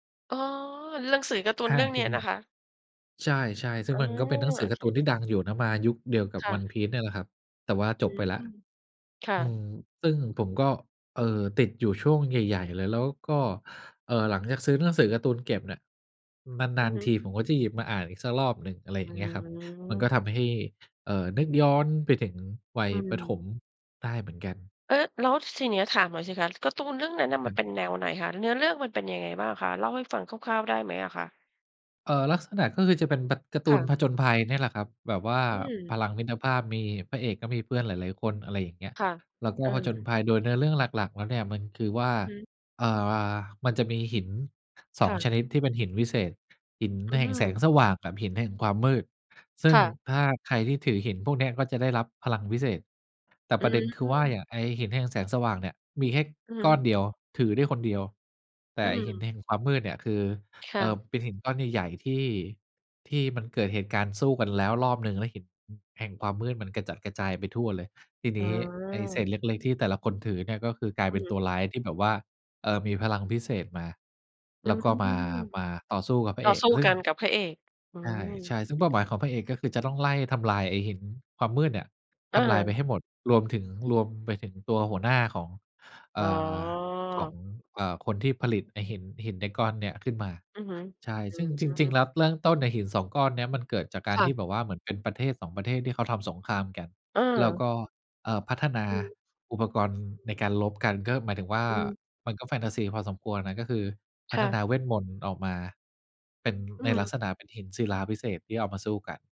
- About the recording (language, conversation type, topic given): Thai, podcast, หนังเรื่องไหนทำให้คุณคิดถึงความทรงจำเก่าๆ บ้าง?
- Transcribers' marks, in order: "หนังสือ" said as "เรื่องสือ"; "เทคนิค" said as "เทคกะหนิก"; tapping; "แบบ" said as "บั๊ด"; other noise; "เริ่ม" said as "เริ่ง"